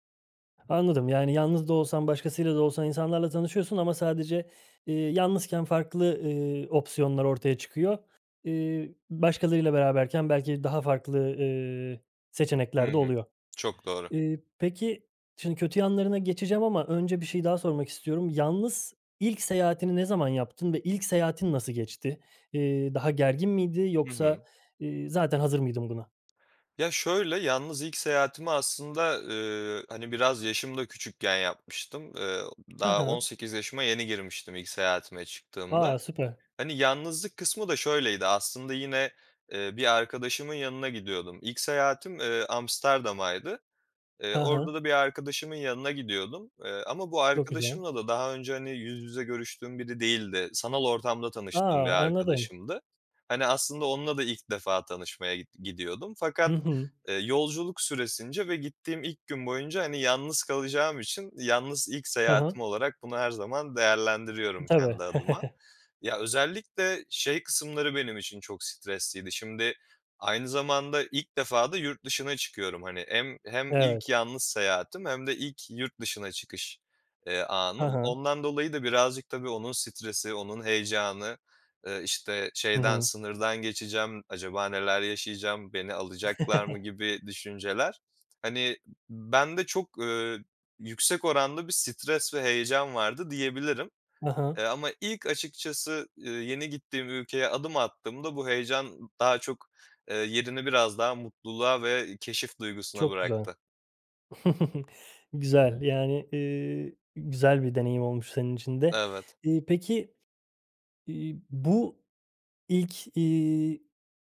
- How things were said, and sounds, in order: tapping; chuckle; chuckle; chuckle
- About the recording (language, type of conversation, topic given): Turkish, podcast, Yalnız seyahat etmenin en iyi ve kötü tarafı nedir?